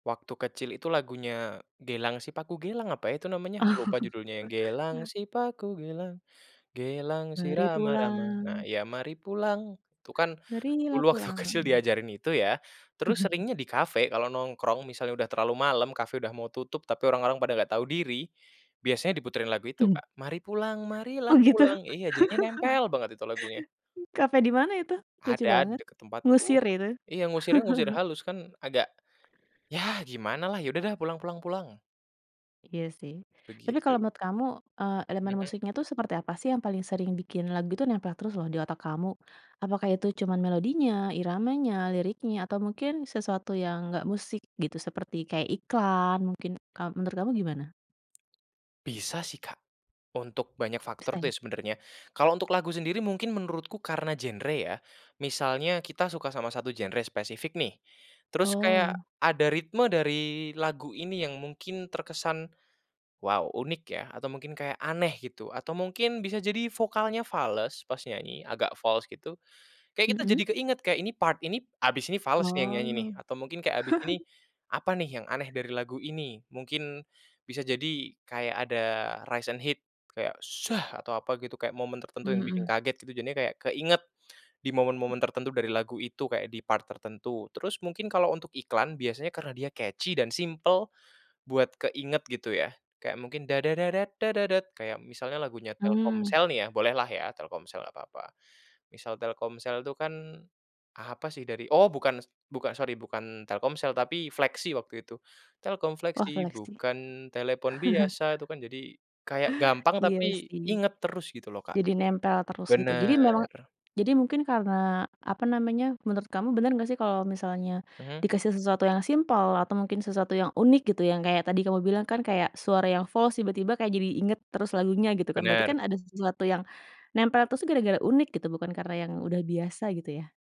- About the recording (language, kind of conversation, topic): Indonesian, podcast, Menurutmu, kenapa ada lagu tertentu yang bisa terus terngiang di kepala?
- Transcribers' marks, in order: laugh; singing: "Gelang sipaku gelang, gelang si rama-rama"; singing: "Mari pulang"; singing: "Mari pulang"; laughing while speaking: "waktu kecil"; singing: "Marilah pulang"; chuckle; singing: "Mari pulang, marilah pulang"; laugh; chuckle; tapping; in English: "part"; chuckle; other background noise; in English: "rise and hit"; in English: "part"; in English: "catchy"; humming a tune; singing: "Telkom Flexi, Bukan telepon biasa"; chuckle